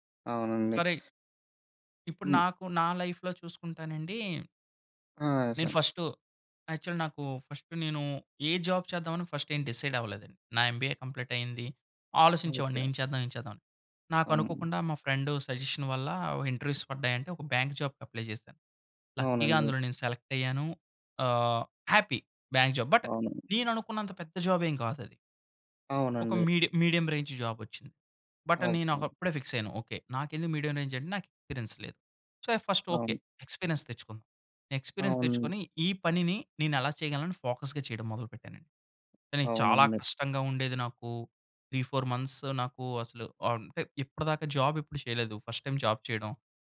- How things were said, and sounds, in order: in English: "లైఫ్‌లో"; in English: "యాక్చువల్లీ"; in English: "ఫస్ట్"; in English: "జాబ్"; in English: "ఫస్ట్"; in English: "డిసైడ్"; in English: "ఎంబీఏ కంప్లీట్"; in English: "ఫ్రెండ్ సజెషన్"; in English: "ఇంటర్వ్యూస్"; in English: "బ్యాంక్ జాబ్‌కి అప్లై"; in English: "లక్కీగా"; in English: "సెలెక్ట్"; in English: "హ్యాపీ బ్యాంక్ జాబ్. బట్"; in English: "జాబ్"; in English: "మీడియం, మీడియం రేంజ్"; in English: "బట్"; in English: "ఫిక్స్"; in English: "మీడియం రేంజ్?"; in English: "ఎక్స్‌పీరియన్స్"; in English: "సో, ఫస్ట్"; in English: "ఎక్స్‌పీరియన్స్"; in English: "ఎక్స్‌పీరియన్స్"; in English: "ఫోకస్‌గా"; in English: "త్రీ ఫోర్ మంత్స్"; in English: "జాబ్"; in English: "ఫస్ట్ టైమ్ జాబ్"
- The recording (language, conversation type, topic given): Telugu, podcast, మీ పని మీ జీవితానికి ఎలాంటి అర్థం ఇస్తోంది?